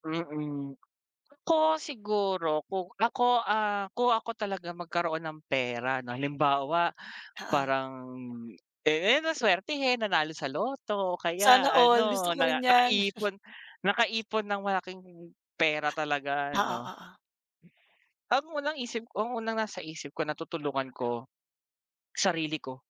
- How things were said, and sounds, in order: chuckle
- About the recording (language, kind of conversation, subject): Filipino, unstructured, Sino ang unang taong gusto mong tulungan kapag nagkaroon ka ng pera?